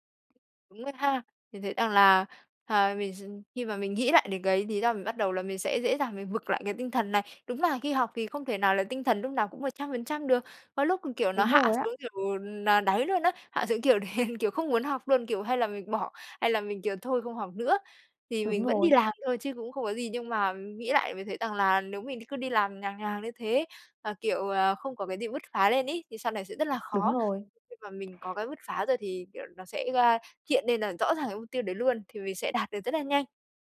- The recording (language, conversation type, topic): Vietnamese, advice, Bạn nên làm gì khi lo lắng và thất vọng vì không đạt được mục tiêu đã đặt ra?
- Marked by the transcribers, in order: tapping; laughing while speaking: "đen"; other background noise